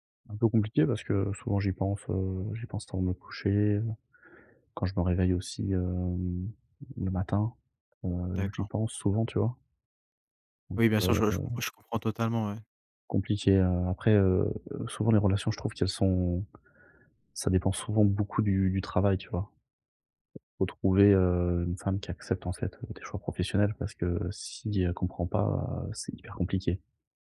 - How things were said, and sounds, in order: tapping
- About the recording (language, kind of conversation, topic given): French, advice, Comment décrirais-tu ta rupture récente et pourquoi as-tu du mal à aller de l’avant ?